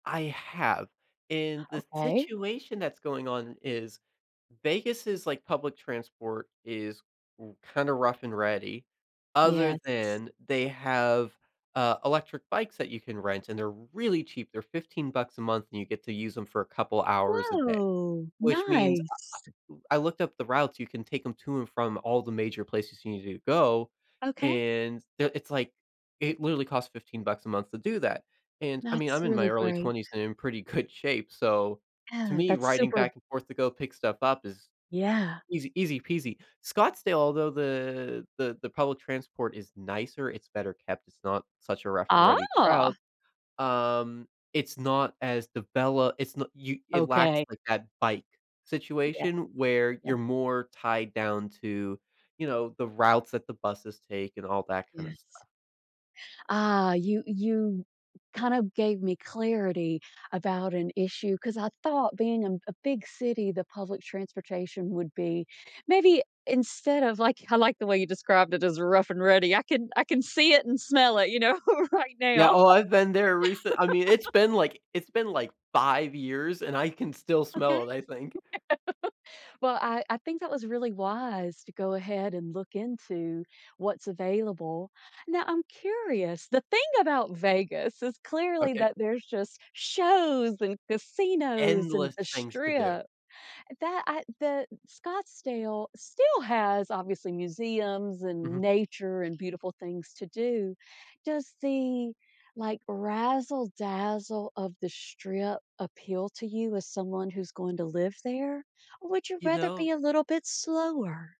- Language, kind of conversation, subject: English, advice, How can I move to a new city last minute?
- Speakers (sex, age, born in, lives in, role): female, 40-44, United States, United States, advisor; male, 20-24, United States, United States, user
- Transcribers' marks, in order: laughing while speaking: "good"; laughing while speaking: "know, right now"; laugh; laugh; tapping